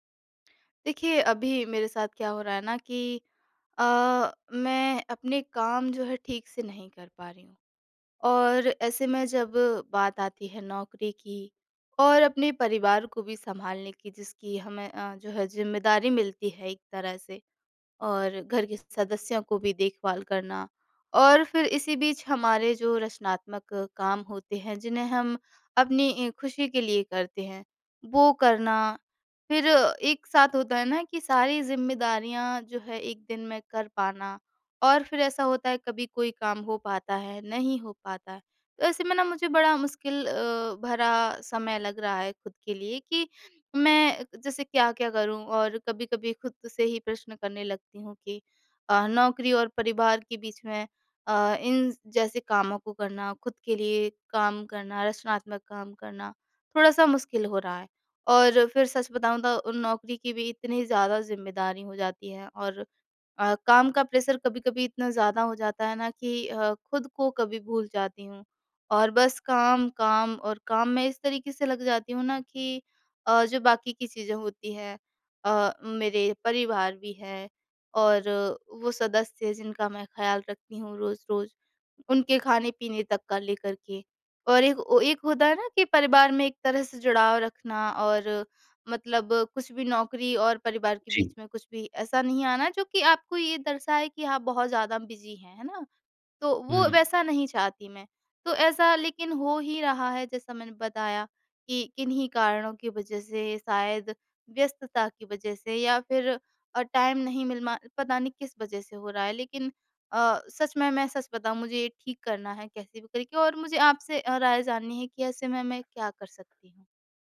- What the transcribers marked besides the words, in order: tapping; in English: "प्रेशर"; in English: "बिज़ी"; in English: "टाइम"
- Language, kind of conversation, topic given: Hindi, advice, आप नौकरी, परिवार और रचनात्मक अभ्यास के बीच संतुलन कैसे बना सकते हैं?